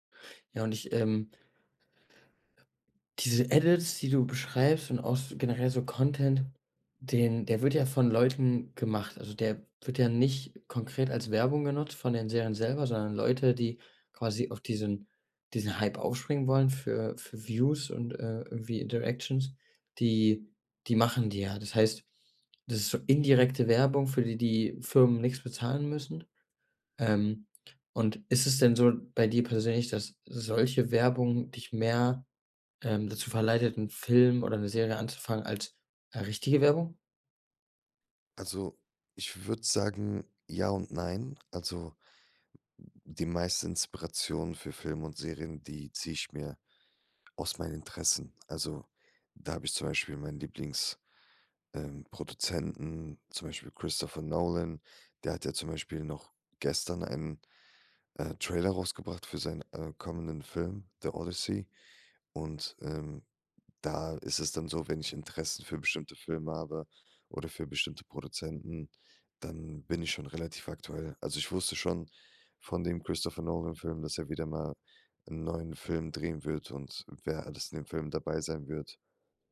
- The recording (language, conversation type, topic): German, podcast, Wie beeinflussen Algorithmen unseren Seriengeschmack?
- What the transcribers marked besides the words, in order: other background noise; in English: "Interactions"